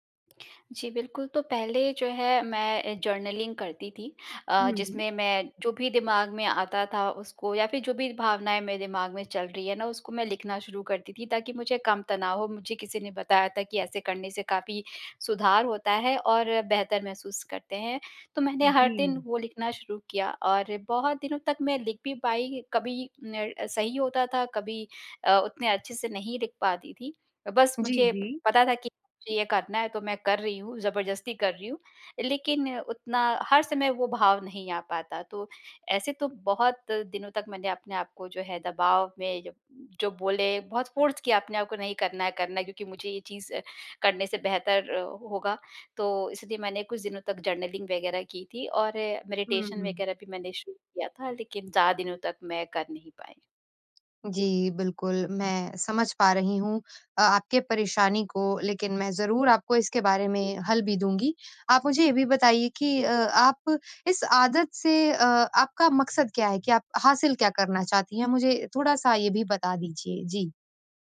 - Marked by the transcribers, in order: in English: "जर्नलिंग"; in English: "फ़ोर्स"; in English: "जर्नलिंग"; in English: "मेडिटेशन"
- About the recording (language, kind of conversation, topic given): Hindi, advice, दिनचर्या लिखने और आदतें दर्ज करने की आदत कैसे टूट गई?